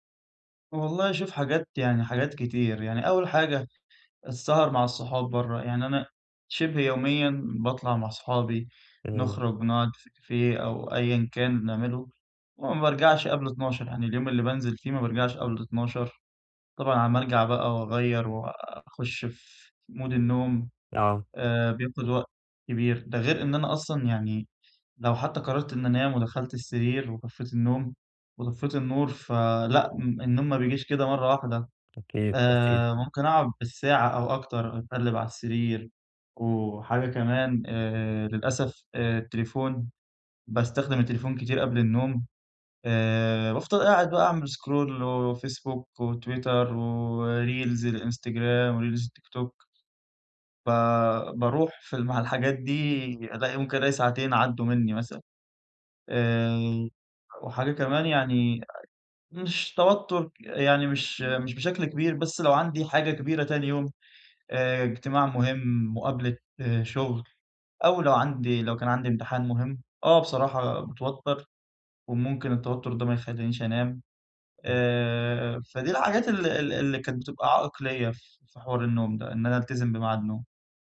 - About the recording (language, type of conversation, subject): Arabic, advice, صعوبة الالتزام بوقت نوم ثابت
- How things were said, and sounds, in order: in English: "كافية"; in English: "مود"; in English: "سكرول"; in English: "وريلز"; in English: "وريلز"